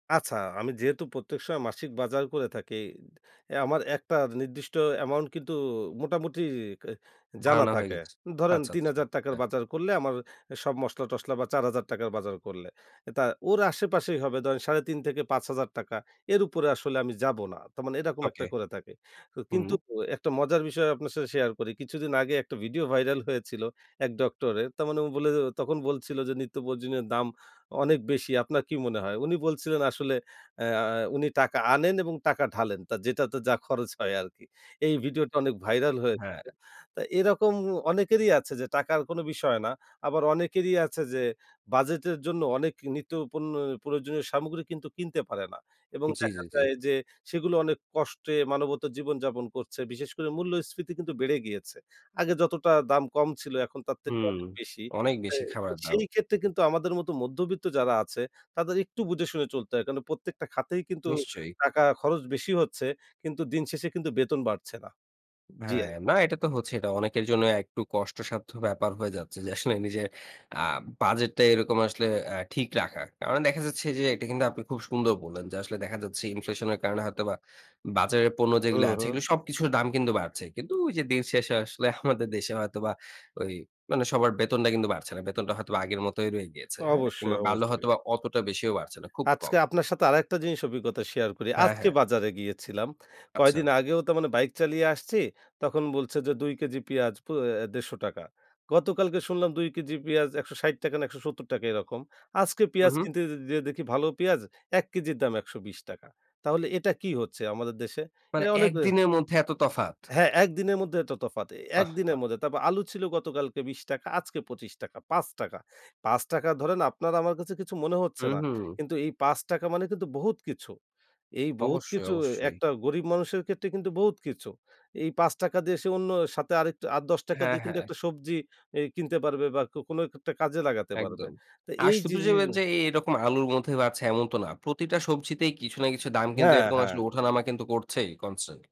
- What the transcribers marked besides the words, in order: none
- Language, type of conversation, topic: Bengali, podcast, বাজারে যাওয়ার আগে খাবারের তালিকা ও কেনাকাটার পরিকল্পনা কীভাবে করেন?